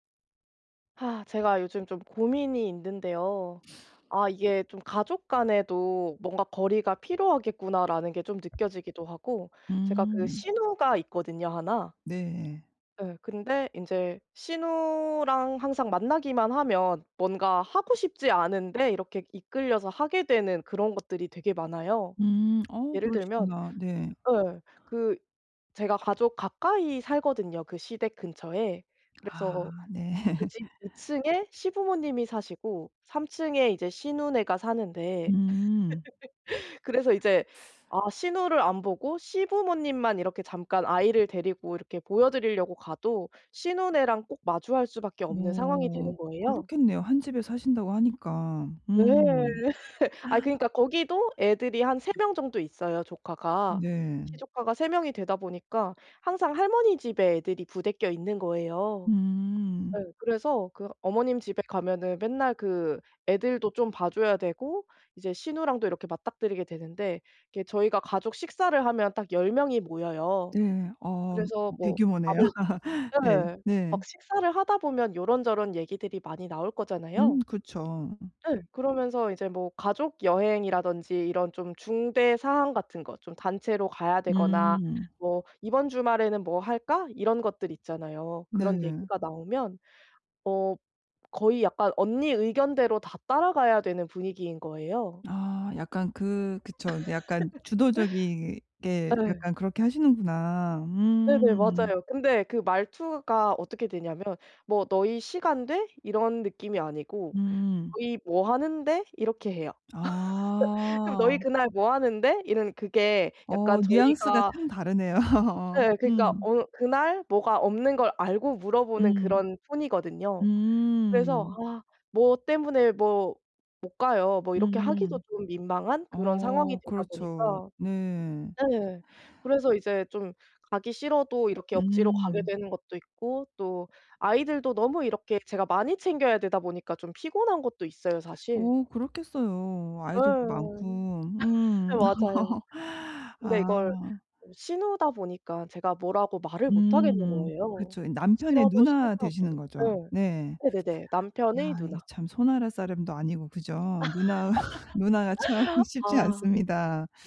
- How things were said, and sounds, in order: other background noise; tapping; laughing while speaking: "네"; laugh; laugh; laugh; gasp; laugh; laugh; laugh; laughing while speaking: "다르네요. 어"; laugh; laugh; laugh; laughing while speaking: "참 쉽지 않습니다"
- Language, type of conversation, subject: Korean, advice, 가족 모임에서 의견 충돌을 평화롭게 해결하는 방법